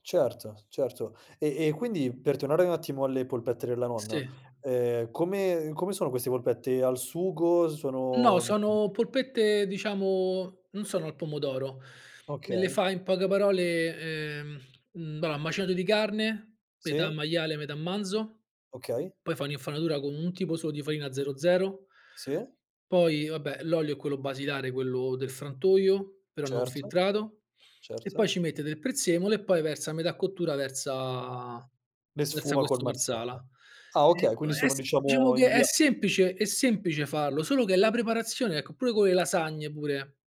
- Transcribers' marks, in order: "infarinatura" said as "infanatura"
- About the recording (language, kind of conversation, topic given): Italian, podcast, Qual è il piatto che ti ricorda l’infanzia?